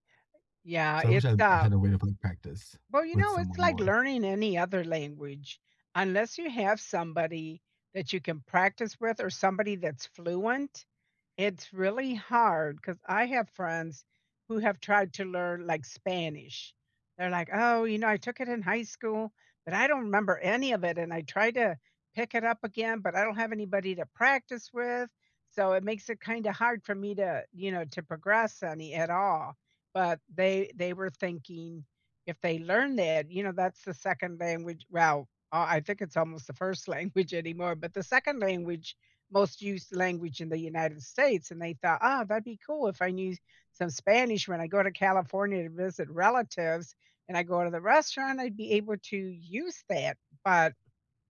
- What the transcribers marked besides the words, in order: laughing while speaking: "language anymore"
- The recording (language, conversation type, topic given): English, unstructured, What goal have you set that made you really happy?